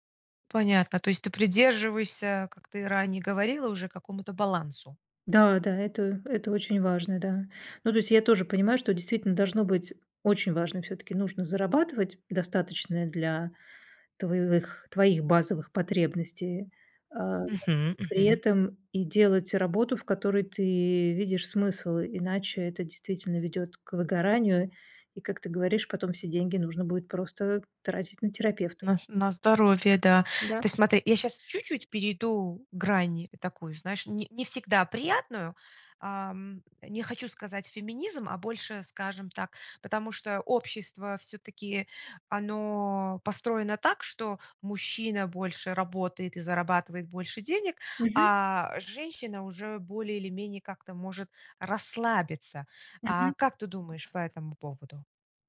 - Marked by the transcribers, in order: tapping; other noise
- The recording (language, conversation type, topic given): Russian, podcast, Что важнее при смене работы — деньги или её смысл?